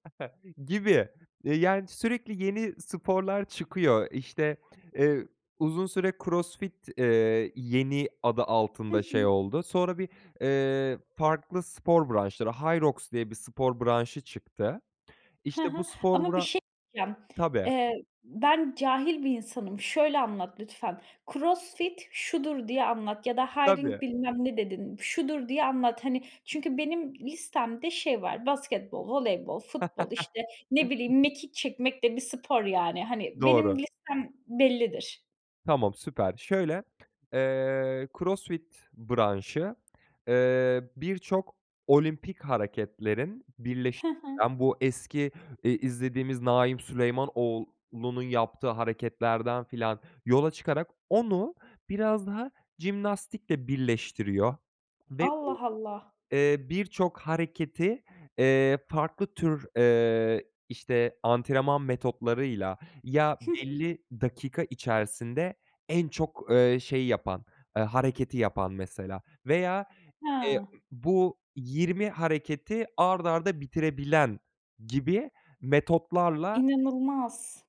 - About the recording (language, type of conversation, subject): Turkish, podcast, Yeni bir hobiye nasıl başlarsınız?
- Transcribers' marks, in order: laugh; in English: "hiring"; laugh; unintelligible speech